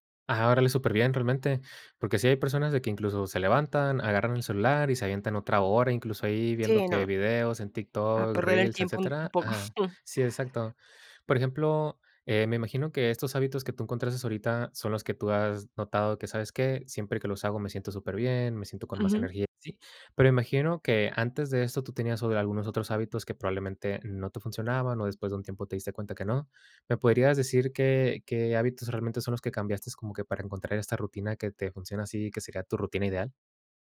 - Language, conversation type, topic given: Spanish, podcast, ¿Cómo es tu rutina matutina ideal y por qué te funciona?
- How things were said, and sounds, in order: giggle